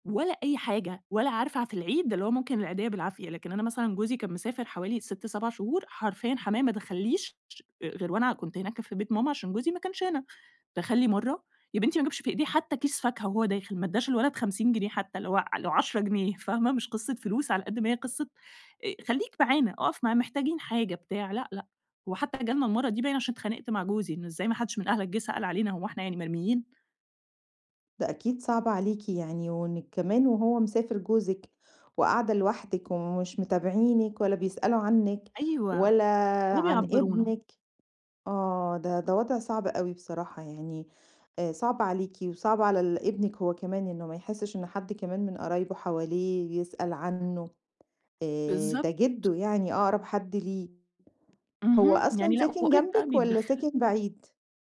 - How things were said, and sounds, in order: other background noise
- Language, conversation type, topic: Arabic, advice, إزاي أتعامل مع تدخل أهل شريكي المستمر اللي بيسبّب توتر بينا؟